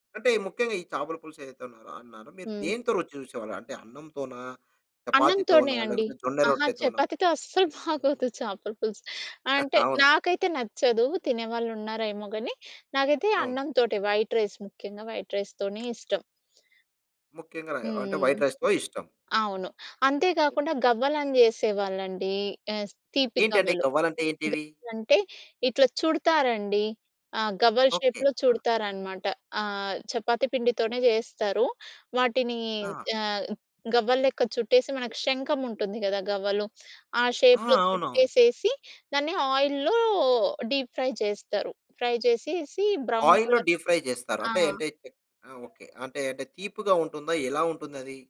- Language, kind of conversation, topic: Telugu, podcast, చిన్నప్పుడు మీకు అత్యంత ఇష్టమైన వంటకం ఏది?
- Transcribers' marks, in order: laughing while speaking: "చపాతీతో అస్సలు బాగోదు చేపల పులుసు"; chuckle; in English: "వైట్ రైస్"; in English: "వైట్ రైస్‌తోనే"; other background noise; in English: "వైట్ రైస్‌తో"; in English: "షేప్‌లో"; in English: "షేప్‌లో"; in English: "ఆయిల్‌లో డీప్ ఫ్రై"; in English: "ఫ్రై"; in English: "ఆయిల్‌లో డీప్ ఫ్రై"; in English: "బ్రౌన్ కలర్"